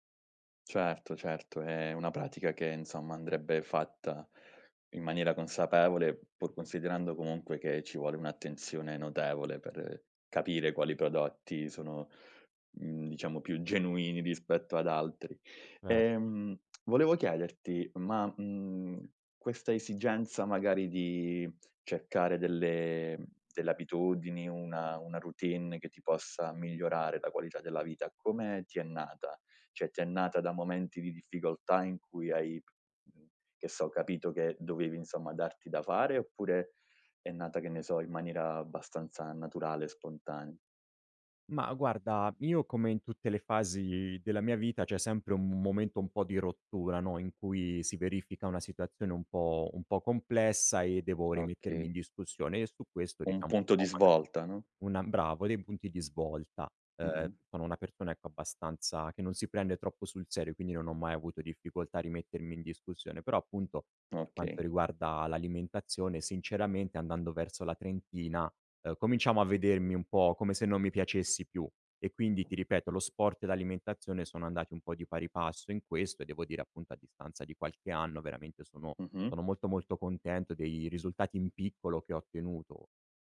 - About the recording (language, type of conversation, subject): Italian, podcast, Quali piccole abitudini quotidiane hanno cambiato la tua vita?
- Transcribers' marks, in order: tapping; tsk; "Cioè" said as "ceh"; door